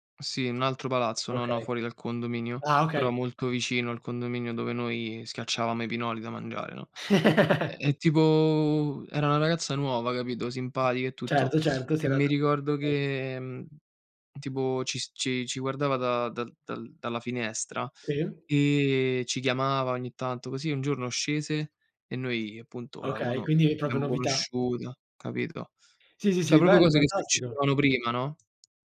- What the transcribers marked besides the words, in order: chuckle; unintelligible speech; sniff; "Cioè" said as "ceh"; tapping
- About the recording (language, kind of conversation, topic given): Italian, unstructured, Qual è il ricordo più bello della tua infanzia?